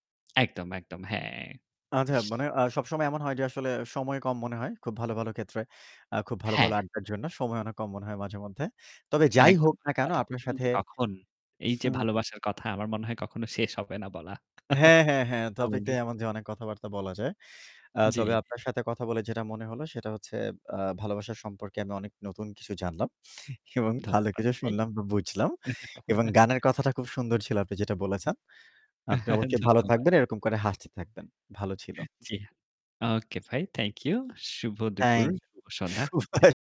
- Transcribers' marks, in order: static; chuckle; laugh; giggle; laugh; in English: "থ্যাংক-ইউ"; in English: "থ্যাংক-ইউ"; laugh; unintelligible speech
- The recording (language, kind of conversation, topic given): Bengali, unstructured, তোমার মতে ভালোবাসার সবচেয়ে গুরুত্বপূর্ণ দিক কী?